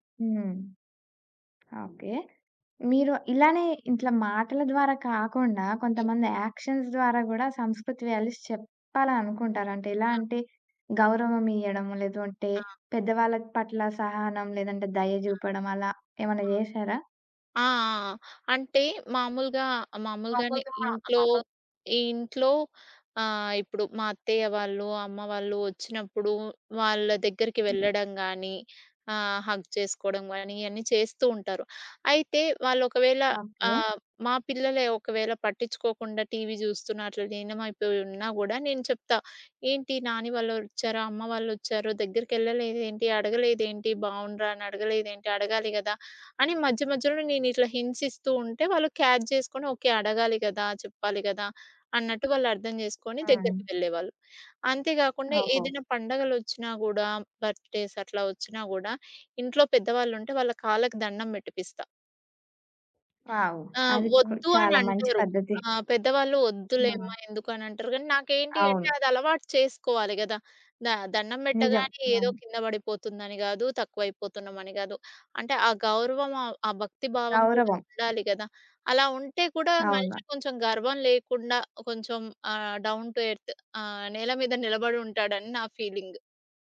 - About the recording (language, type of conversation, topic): Telugu, podcast, మీ పిల్లలకు మీ సంస్కృతిని ఎలా నేర్పిస్తారు?
- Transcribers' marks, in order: in English: "యాక్షన్స్"; in English: "వాల్యూస్"; background speech; in English: "హగ్"; in English: "క్యాచ్"; in English: "బర్త్‌డేస్"; in English: "డౌన్ టు ఎర్త్"; in English: "ఫీలింగ్"